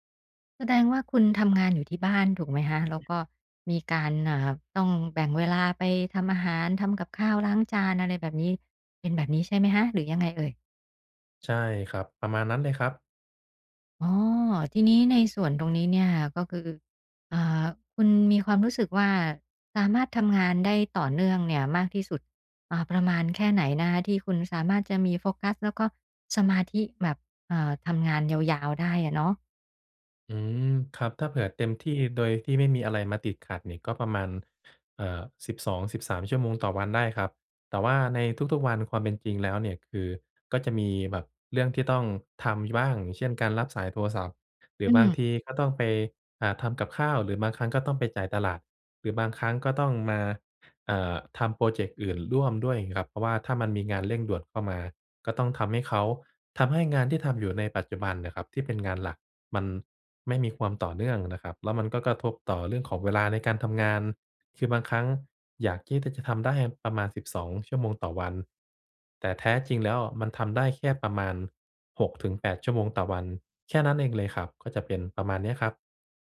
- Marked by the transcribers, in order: other background noise
- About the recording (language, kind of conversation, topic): Thai, advice, ฉันจะจัดกลุ่มงานอย่างไรเพื่อลดความเหนื่อยจากการสลับงานบ่อย ๆ?